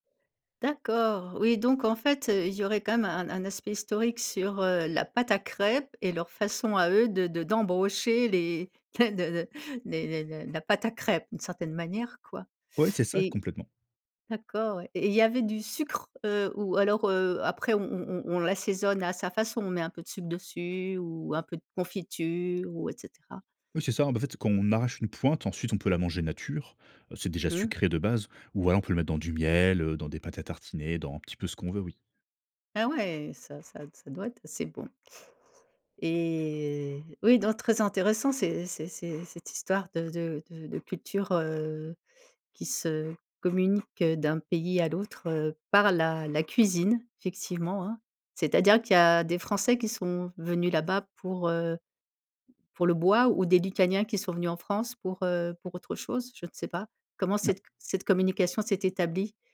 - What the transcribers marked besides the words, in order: unintelligible speech; other background noise; drawn out: "et"
- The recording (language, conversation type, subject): French, podcast, Quel plat découvert en voyage raconte une histoire selon toi ?
- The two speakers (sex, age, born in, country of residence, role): female, 55-59, France, France, host; male, 30-34, France, France, guest